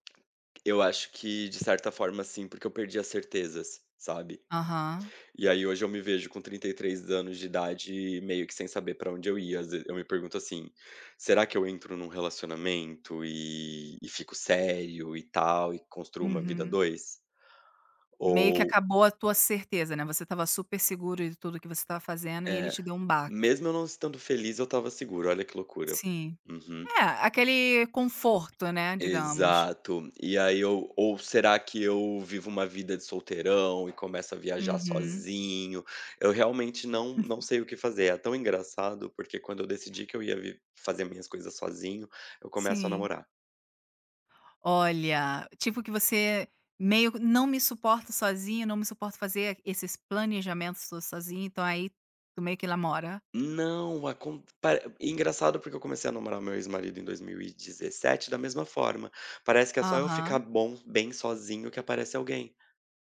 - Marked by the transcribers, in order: chuckle
- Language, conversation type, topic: Portuguese, advice, Como você descreveria sua crise de identidade na meia-idade?